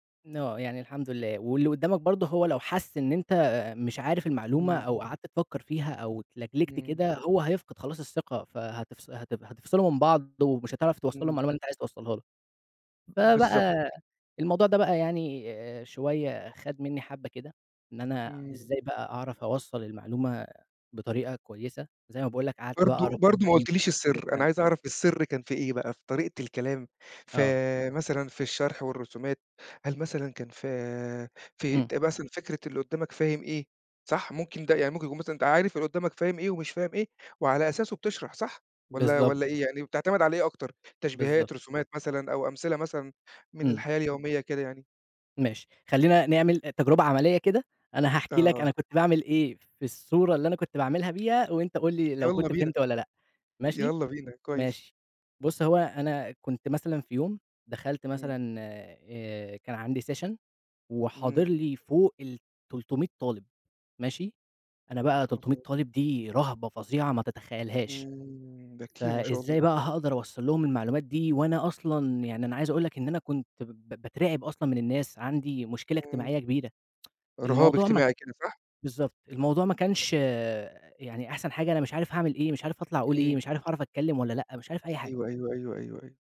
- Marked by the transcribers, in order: other background noise; tapping; in English: "سيشن"; tsk; unintelligible speech
- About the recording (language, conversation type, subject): Arabic, podcast, إزاي تشرح فكرة معقّدة بشكل بسيط؟